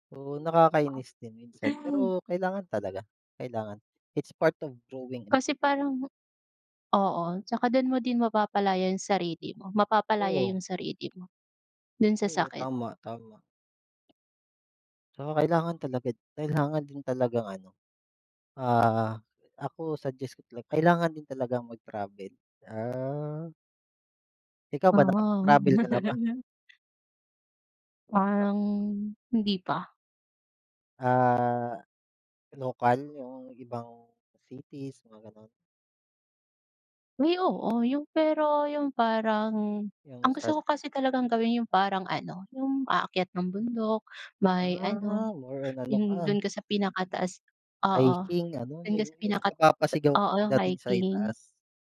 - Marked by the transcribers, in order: other noise; in English: "it's part of growing up"; tapping; laugh
- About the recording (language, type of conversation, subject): Filipino, unstructured, Paano mo tinutulungan ang sarili mo na makaahon mula sa masasakit na alaala?